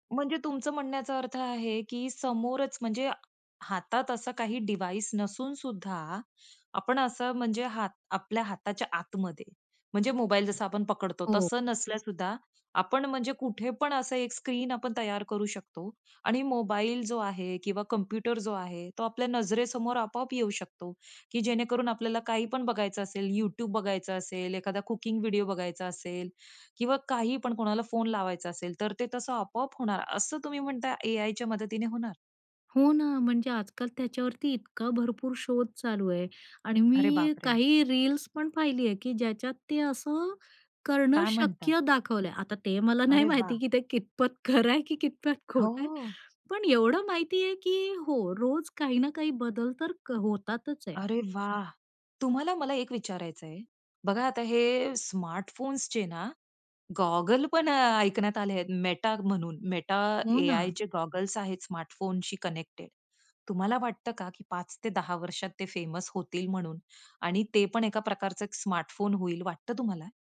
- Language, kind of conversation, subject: Marathi, podcast, स्मार्टफोन्स पुढच्या पाच ते दहा वर्षांत कसे दिसतील असं वाटतं?
- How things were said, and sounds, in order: in English: "डिवाईस"; tapping; in English: "कुकिंग"; laughing while speaking: "नाही माहिती की ते कितपत खरं आहे की कितपत खोट आहे"; in English: "कनेक्टेड"; in English: "फेमस"